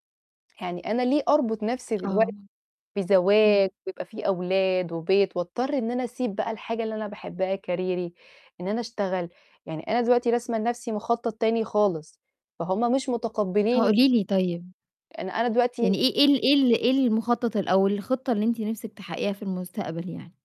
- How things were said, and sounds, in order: distorted speech; in English: "كاريري"
- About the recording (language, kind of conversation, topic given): Arabic, advice, إزاي أتعامل مع إحساس الذنب لما برفض توقعات العيلة؟